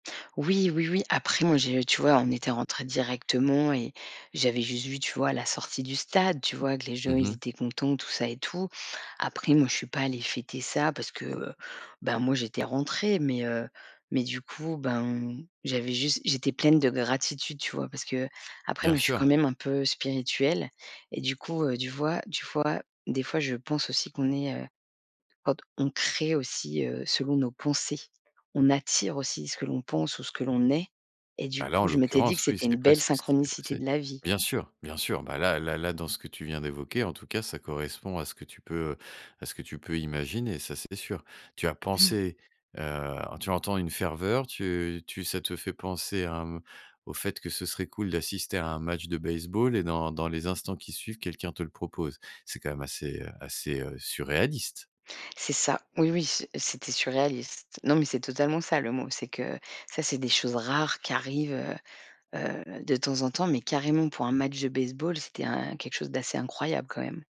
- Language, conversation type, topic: French, podcast, Quel voyage a changé ta façon de voir le monde ?
- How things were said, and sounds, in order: stressed: "est"; unintelligible speech